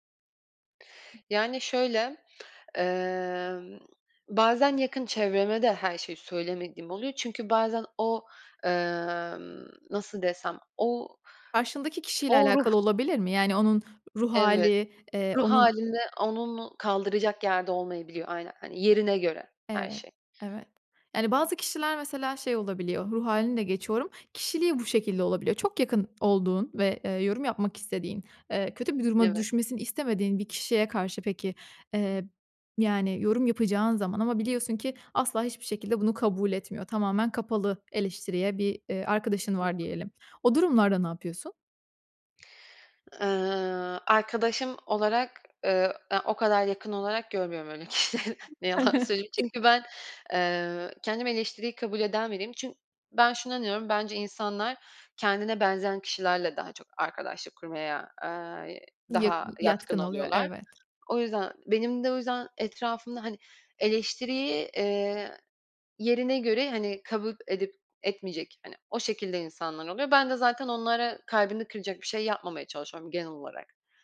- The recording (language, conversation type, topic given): Turkish, podcast, Başkalarının ne düşündüğü özgüvenini nasıl etkiler?
- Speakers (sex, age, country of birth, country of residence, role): female, 25-29, Turkey, France, guest; female, 25-29, Turkey, Italy, host
- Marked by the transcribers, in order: other background noise; chuckle